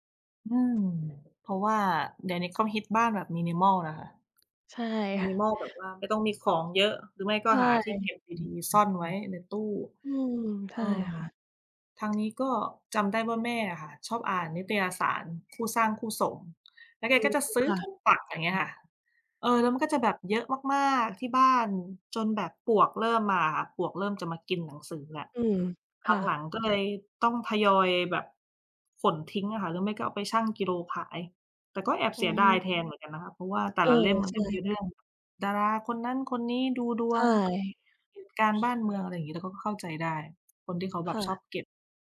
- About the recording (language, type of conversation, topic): Thai, unstructured, ทำไมบางคนถึงชอบเก็บของที่ดูเหมือนจะเน่าเสียไว้?
- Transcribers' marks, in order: tapping